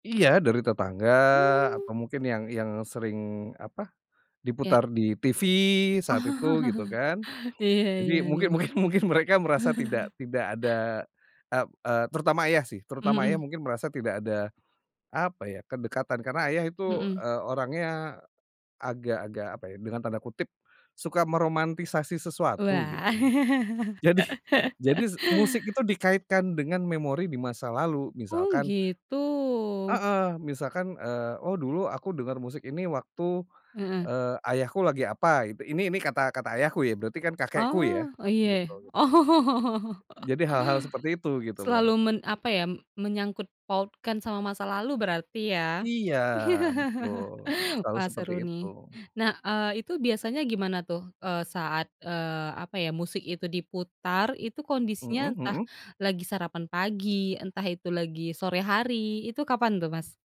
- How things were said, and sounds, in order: laugh; laughing while speaking: "mungkin mungkin"; chuckle; other background noise; laughing while speaking: "Jadi"; laugh; tapping; laughing while speaking: "Oh"; laugh; laugh
- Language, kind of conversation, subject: Indonesian, podcast, Bisa ceritakan lagu yang sering diputar di rumahmu saat kamu kecil?
- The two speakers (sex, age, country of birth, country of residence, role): female, 25-29, Indonesia, Indonesia, host; male, 40-44, Indonesia, Indonesia, guest